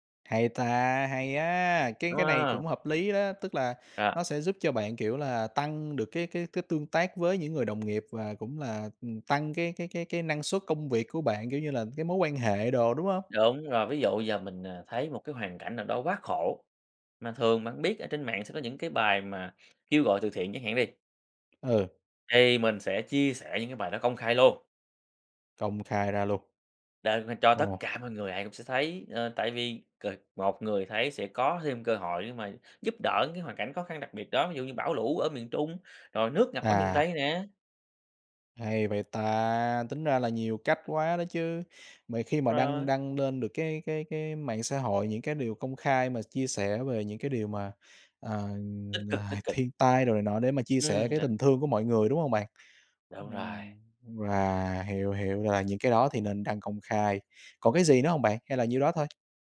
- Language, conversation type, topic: Vietnamese, podcast, Bạn chọn đăng gì công khai, đăng gì để riêng tư?
- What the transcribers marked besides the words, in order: other background noise; tapping